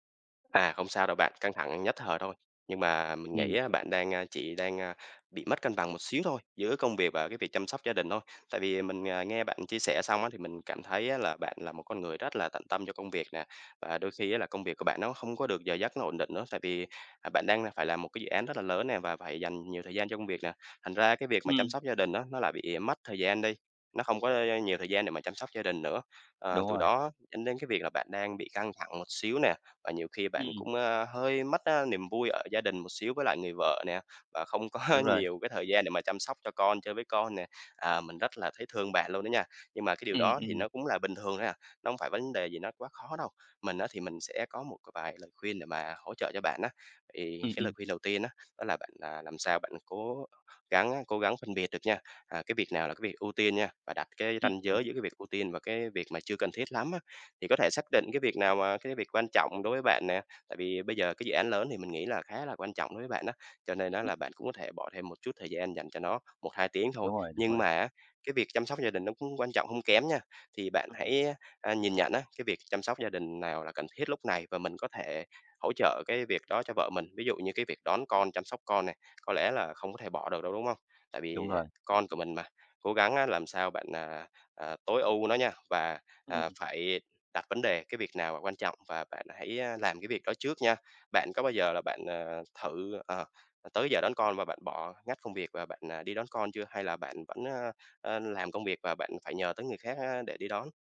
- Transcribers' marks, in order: tapping; other background noise; laughing while speaking: "có"
- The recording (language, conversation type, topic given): Vietnamese, advice, Làm thế nào để cân bằng giữa công việc và việc chăm sóc gia đình?